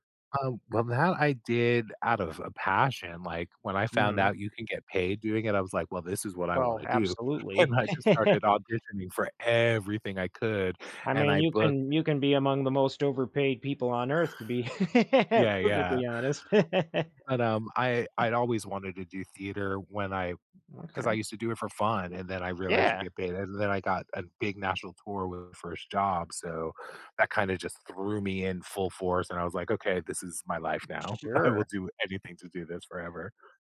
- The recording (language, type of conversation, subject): English, advice, How can I make a great first impression and fit in during my first weeks at a new job?
- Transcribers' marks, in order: laugh; stressed: "everything"; other background noise; tapping; chuckle; laughing while speaking: "I"